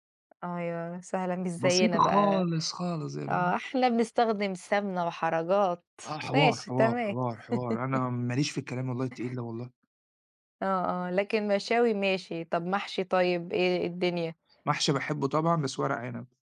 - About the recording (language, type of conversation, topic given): Arabic, unstructured, إيه أكتر أكلة بتحبّها وليه؟
- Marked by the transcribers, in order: tapping; laugh